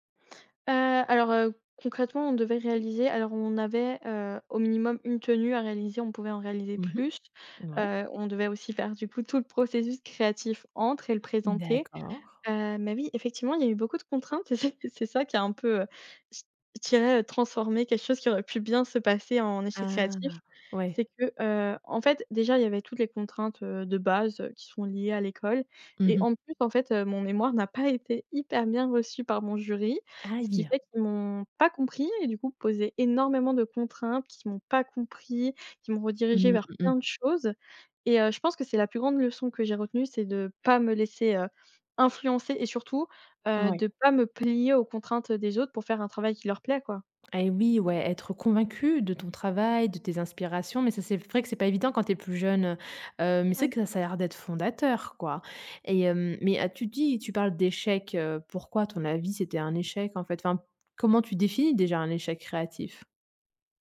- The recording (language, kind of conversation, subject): French, podcast, Comment transformes-tu un échec créatif en leçon utile ?
- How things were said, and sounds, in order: other background noise; chuckle; drawn out: "Ah"; stressed: "pas"; stressed: "pas"; stressed: "influencer"